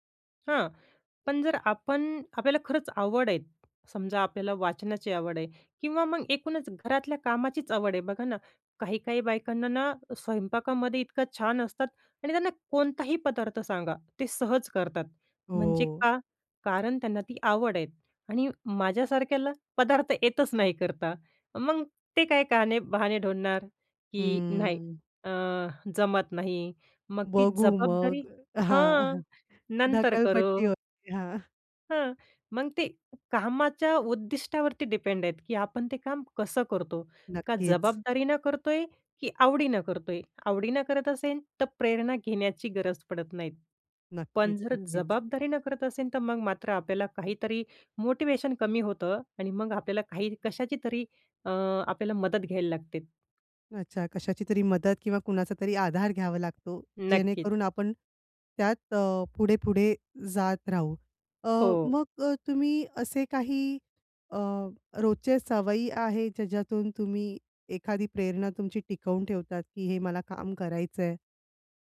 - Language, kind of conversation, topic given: Marathi, podcast, तू कामात प्रेरणा कशी टिकवतोस?
- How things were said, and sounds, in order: chuckle; chuckle; in English: "डिपेंड"; inhale; inhale; in English: "मोटिवेशन"